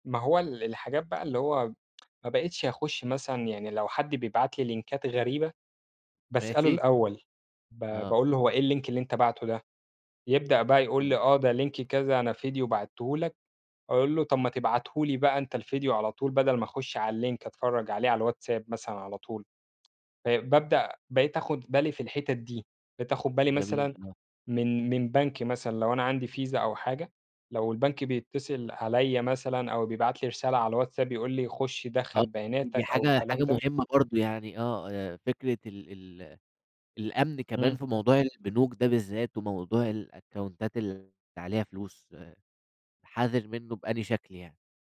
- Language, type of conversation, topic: Arabic, podcast, بتخاف على خصوصيتك مع تطور الأجهزة الذكية؟
- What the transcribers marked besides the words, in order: tsk; in English: "لينكات"; in English: "الLink"; in English: "Link"; in English: "الLink"; in English: "الأكاونتات"